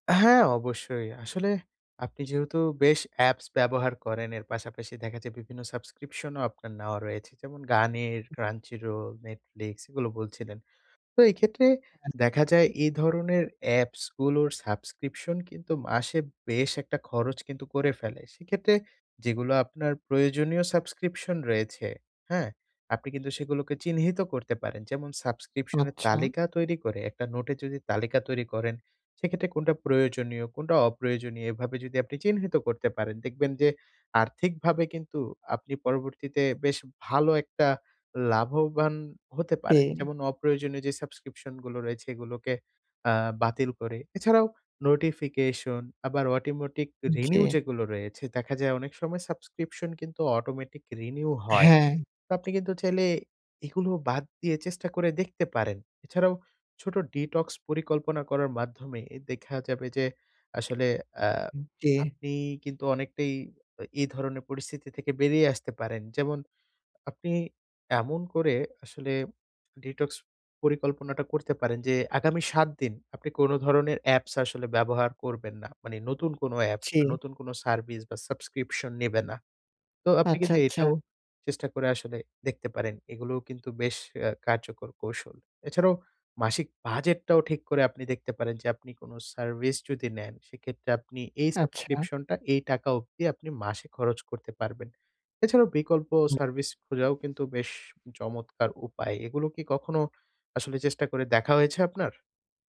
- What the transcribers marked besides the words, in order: tapping; "অটোমেটিক" said as "অটেমোটিক"; other background noise
- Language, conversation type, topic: Bengali, advice, ডিজিটাল জঞ্জাল কমাতে সাবস্ক্রিপশন ও অ্যাপগুলো কীভাবে সংগঠিত করব?